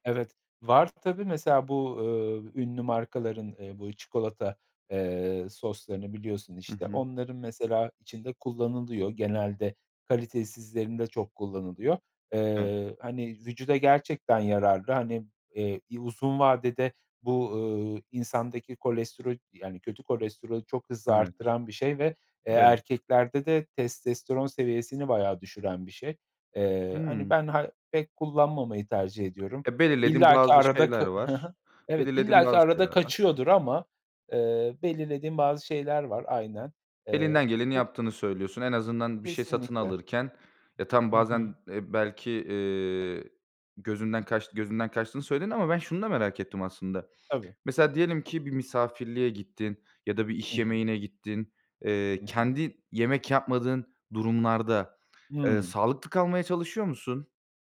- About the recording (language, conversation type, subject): Turkish, podcast, Sağlıklı beslenmek için pratik ipuçları nelerdir?
- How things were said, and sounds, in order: other background noise; tapping